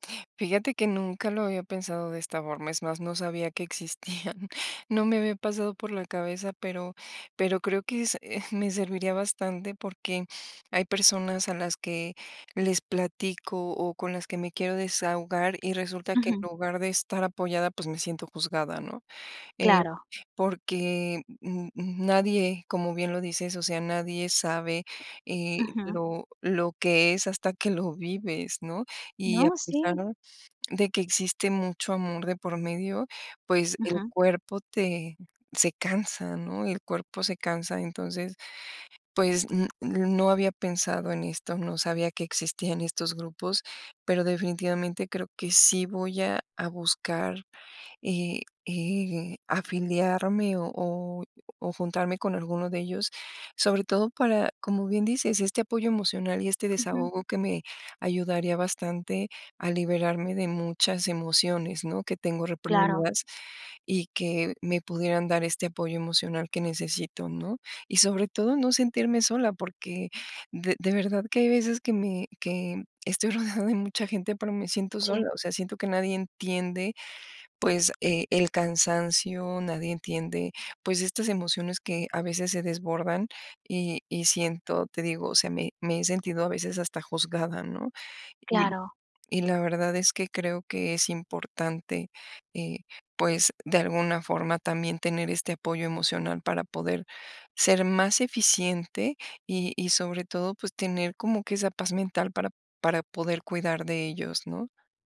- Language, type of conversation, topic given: Spanish, advice, ¿Cómo puedo manejar la soledad y la falta de apoyo emocional mientras me recupero del agotamiento?
- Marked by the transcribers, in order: laughing while speaking: "existían"; tapping; chuckle; other noise; chuckle; other background noise